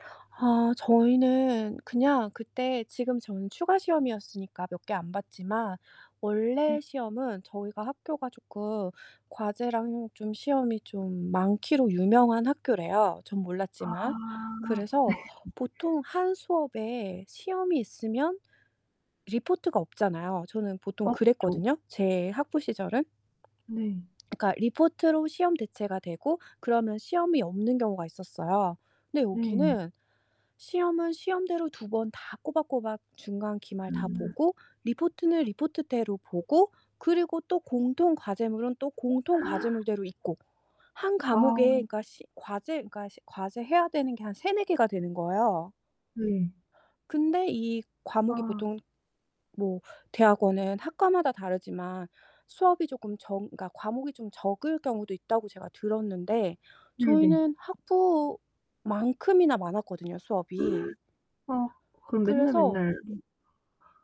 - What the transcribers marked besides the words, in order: other background noise; tapping; distorted speech; laughing while speaking: "네"; gasp; gasp
- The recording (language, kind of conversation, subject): Korean, unstructured, 시험 스트레스는 어떻게 극복하고 있나요?